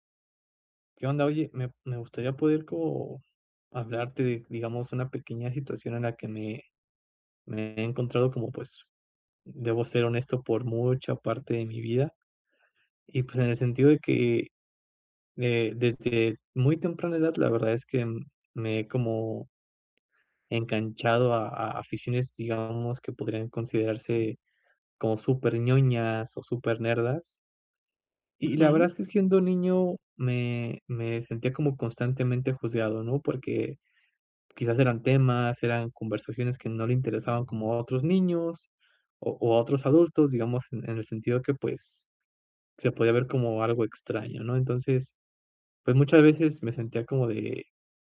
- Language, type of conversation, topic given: Spanish, advice, ¿Por qué ocultas tus aficiones por miedo al juicio de los demás?
- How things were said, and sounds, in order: other background noise